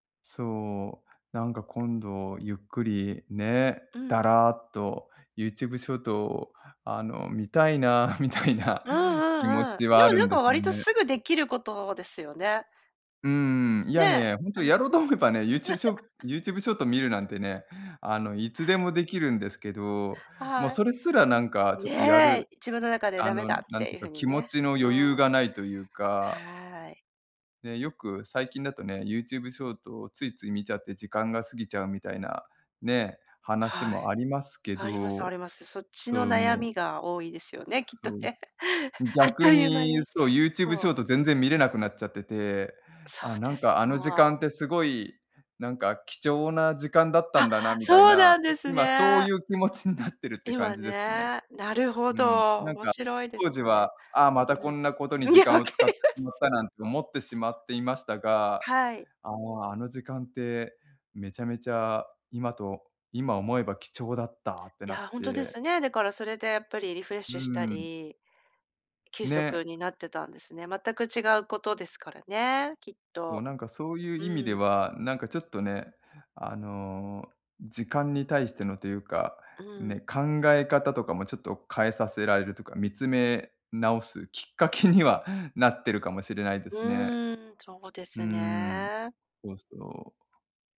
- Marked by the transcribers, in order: laughing while speaking: "見たいな、みたいな"; laugh; laughing while speaking: "きっとね。あっという間に"; laughing while speaking: "今そういう気持ちになってるって感じですね"; laughing while speaking: "いや、分かります"; laughing while speaking: "きっかけにはなってるかもしれないですね"
- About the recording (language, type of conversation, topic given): Japanese, advice, 休息や趣味の時間が取れず、燃え尽きそうだと感じるときはどうすればいいですか？
- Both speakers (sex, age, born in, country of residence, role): female, 50-54, Japan, Japan, advisor; male, 40-44, Japan, Japan, user